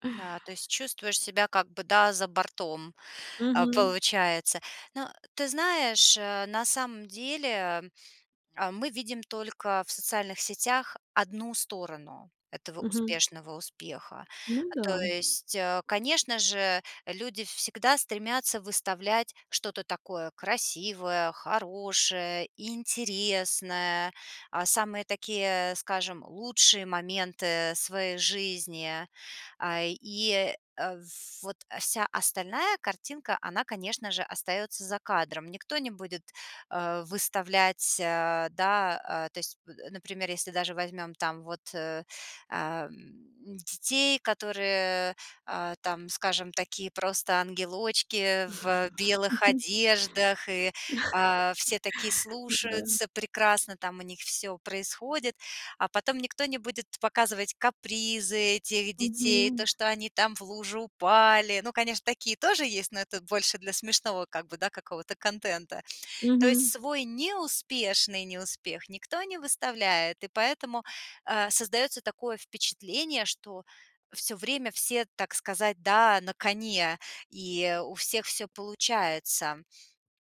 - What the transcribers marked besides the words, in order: other background noise; chuckle
- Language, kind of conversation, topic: Russian, advice, Как справиться с чувством фальши в соцсетях из-за постоянного сравнения с другими?